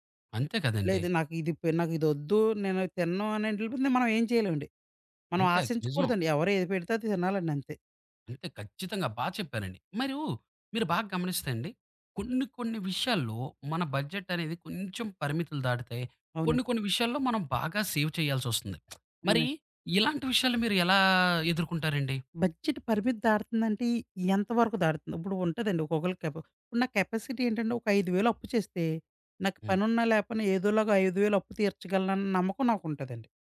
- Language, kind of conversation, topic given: Telugu, podcast, బడ్జెట్ పరిమితి ఉన్నప్పుడు స్టైల్‌ను ఎలా కొనసాగించాలి?
- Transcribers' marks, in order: in English: "సేవ్"; lip smack; in English: "బడ్జెట్"